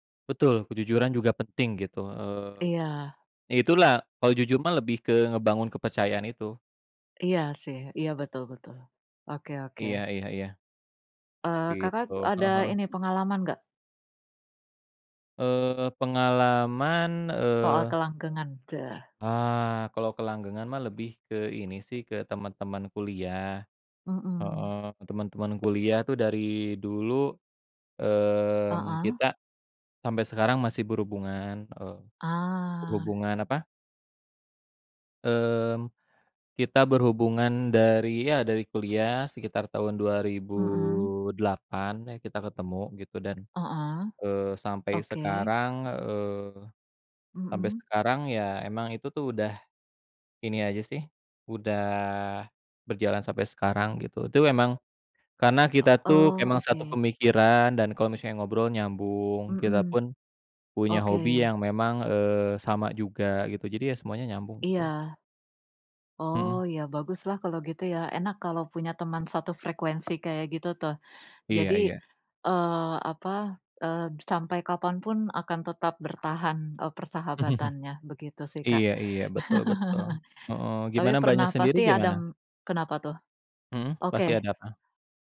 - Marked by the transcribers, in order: tapping; other noise; other background noise; chuckle; chuckle
- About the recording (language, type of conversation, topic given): Indonesian, unstructured, Apa yang membuat persahabatan bisa bertahan lama?